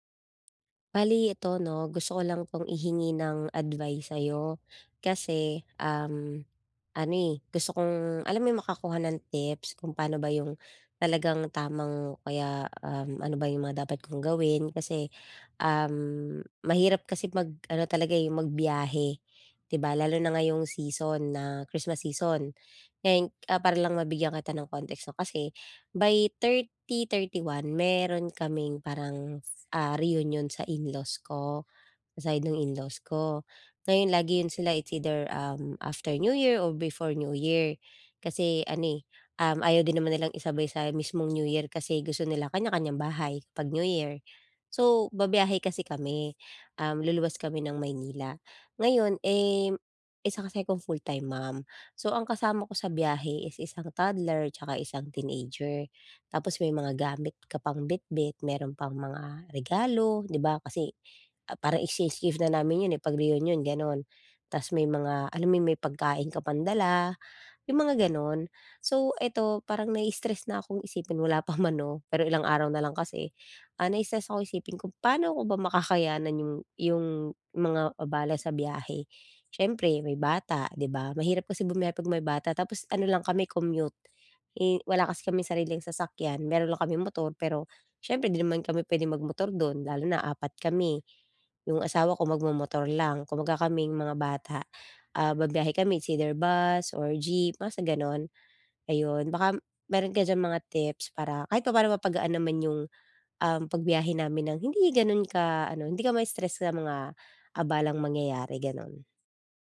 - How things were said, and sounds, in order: tapping; other background noise; in English: "after New Year or before New Year"; laughing while speaking: "pa man"
- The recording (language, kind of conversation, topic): Filipino, advice, Paano ko makakayanan ang stress at abala habang naglalakbay?